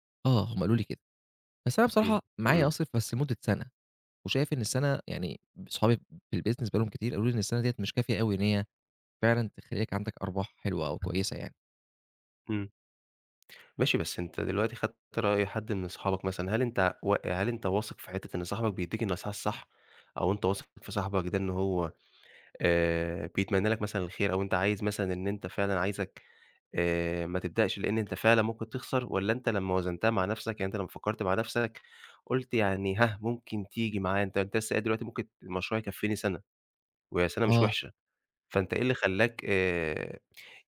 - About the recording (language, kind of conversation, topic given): Arabic, advice, إزاي أقدر أتخطّى إحساس العجز عن إني أبدأ مشروع إبداعي رغم إني متحمّس وعندي رغبة؟
- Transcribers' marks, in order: in English: "الbusiness"